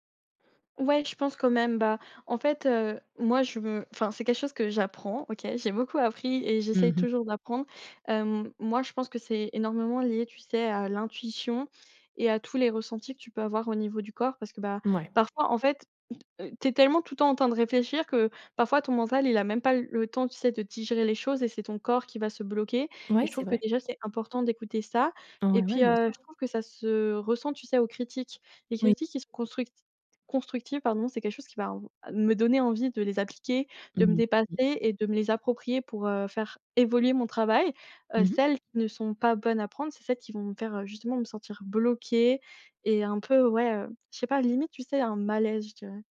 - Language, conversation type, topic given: French, podcast, Comment transformes-tu un échec créatif en leçon utile ?
- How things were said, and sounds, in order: trusting: "j'ai beaucoup appris"; other background noise; stressed: "bloquée"